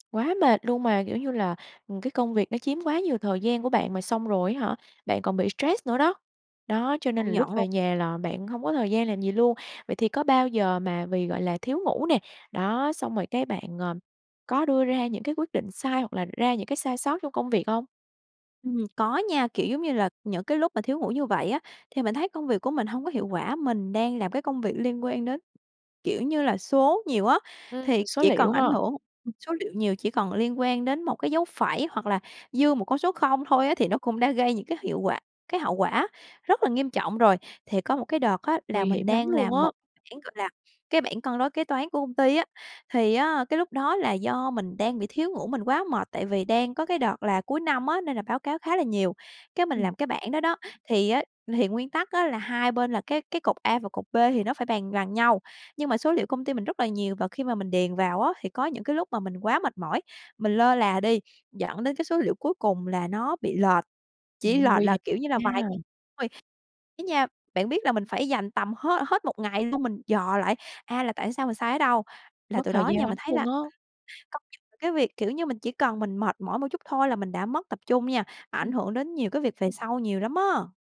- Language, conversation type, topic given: Vietnamese, podcast, Thói quen ngủ ảnh hưởng thế nào đến mức stress của bạn?
- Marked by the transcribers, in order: tapping; unintelligible speech; unintelligible speech